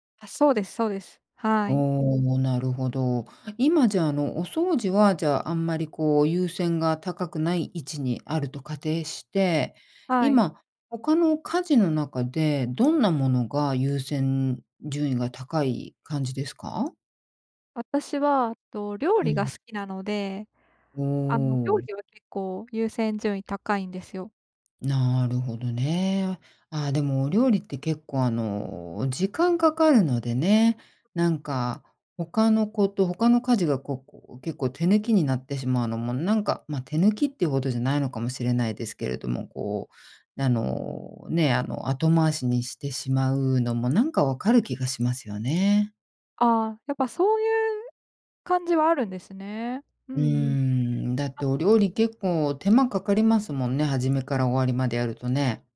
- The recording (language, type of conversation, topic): Japanese, advice, 家事や日課の優先順位をうまく決めるには、どうしたらよいですか？
- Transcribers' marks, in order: other background noise